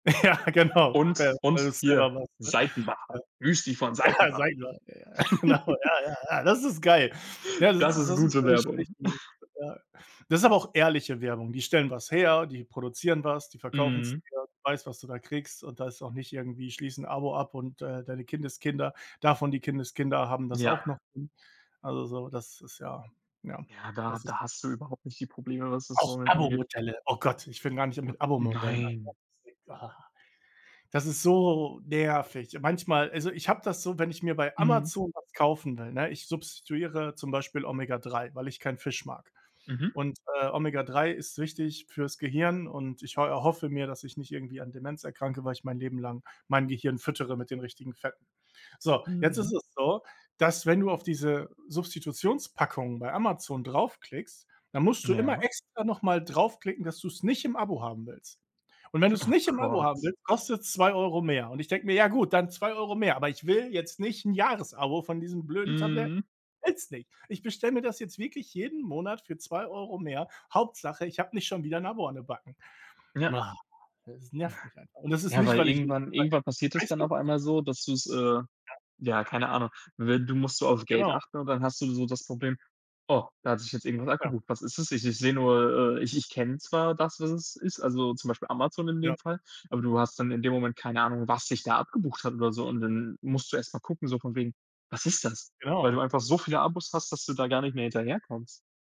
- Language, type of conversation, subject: German, unstructured, Was nervt dich an der Werbung am meisten?
- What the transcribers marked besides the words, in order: laughing while speaking: "Ja, genau"; laughing while speaking: "Ja"; chuckle; giggle; chuckle; unintelligible speech; tapping; unintelligible speech; disgusted: "Ah"; drawn out: "so"; snort; other noise; other background noise